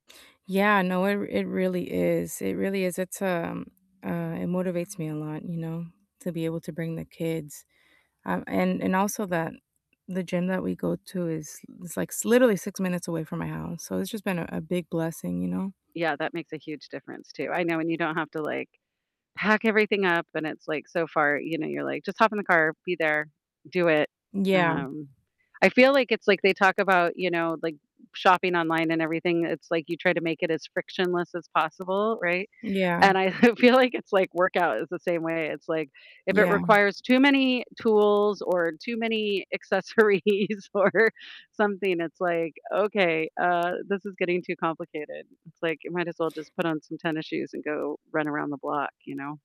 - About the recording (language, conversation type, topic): English, unstructured, How do you stay consistent with your workouts?
- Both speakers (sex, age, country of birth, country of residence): female, 35-39, Mexico, United States; female, 50-54, United States, United States
- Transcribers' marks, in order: distorted speech; static; laughing while speaking: "I feel like, it's, like"; laughing while speaking: "accessories or"